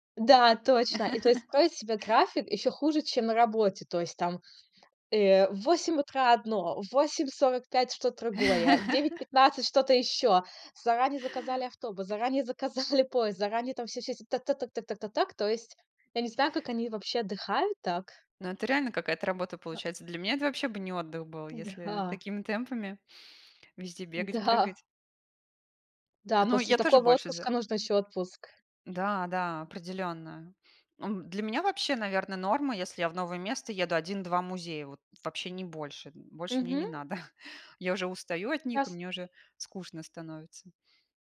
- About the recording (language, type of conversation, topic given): Russian, unstructured, Что вас больше всего раздражает в туристах?
- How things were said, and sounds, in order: laugh; laugh; laughing while speaking: "заказали"; laughing while speaking: "Да"; chuckle